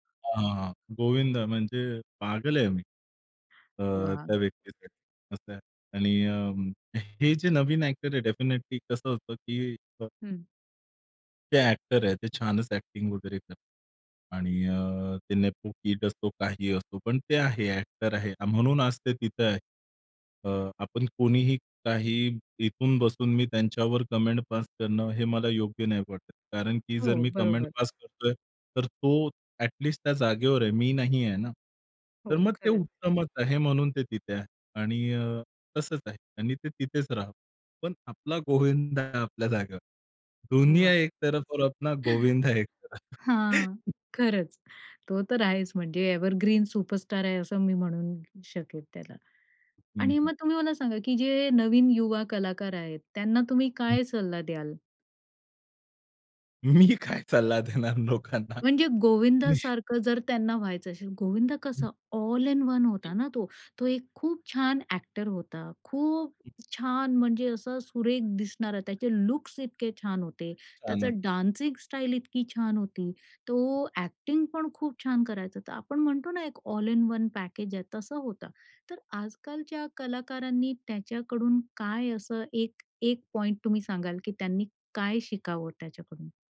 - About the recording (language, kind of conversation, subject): Marathi, podcast, आवडत्या कलाकारांचा तुमच्यावर कोणता प्रभाव पडला आहे?
- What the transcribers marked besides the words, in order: other background noise; tapping; in English: "डेफिनेटली"; in English: "ॲक्टिंग"; in English: "नेपो-किड"; in English: "कमेंट"; in English: "कमेंट"; laughing while speaking: "गोविंद"; in Hindi: "दुनिया एक-तरफ ओर अपणा गोविंदा एक-तरफ"; chuckle; laughing while speaking: "हां, खरंच"; laughing while speaking: "गोविंदा एक-तरफ"; in English: "एवरग्रीन सुपरस्टार"; laughing while speaking: "मी काय सल्ला देणार लोकांना?"; in English: "ऑल इन वन"; drawn out: "खूप"; in English: "लुक्स"; in English: "डान्सिंग स्टाईल"; in English: "एक्टिंगपण"; in English: "ऑल इन वन पॅकेज"; in English: "पॉइंट"